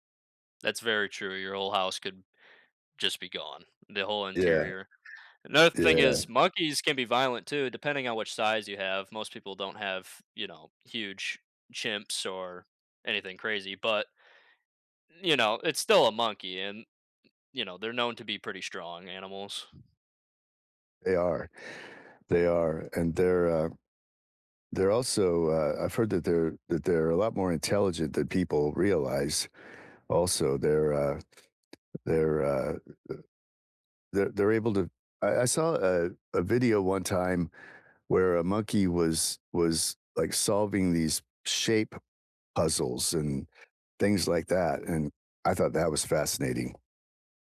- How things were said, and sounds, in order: other background noise; tapping
- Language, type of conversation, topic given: English, unstructured, What makes pets such good companions?
- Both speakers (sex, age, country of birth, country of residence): male, 20-24, United States, United States; male, 60-64, United States, United States